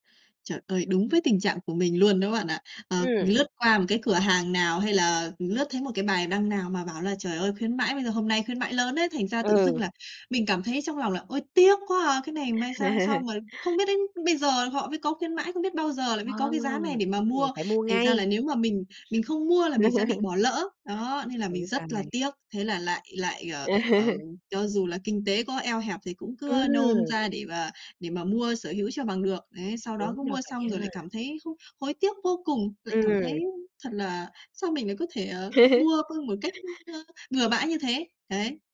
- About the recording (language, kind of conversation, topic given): Vietnamese, advice, Vì sao bạn cảm thấy hối hận sau khi mua sắm?
- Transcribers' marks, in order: tapping; laugh; laugh; other background noise; laugh; laugh